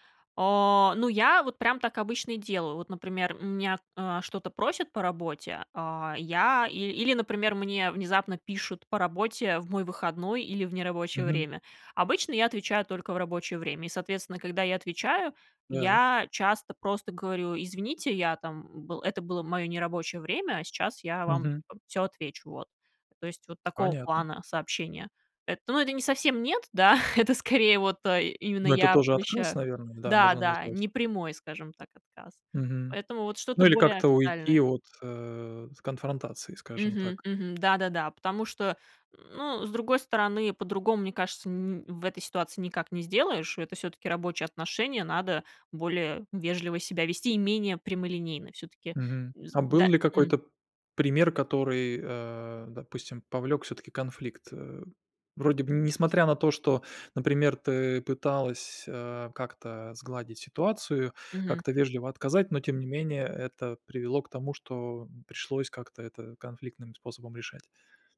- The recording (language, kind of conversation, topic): Russian, podcast, Как говорить «нет», не теряя отношений?
- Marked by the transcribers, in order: laughing while speaking: "да"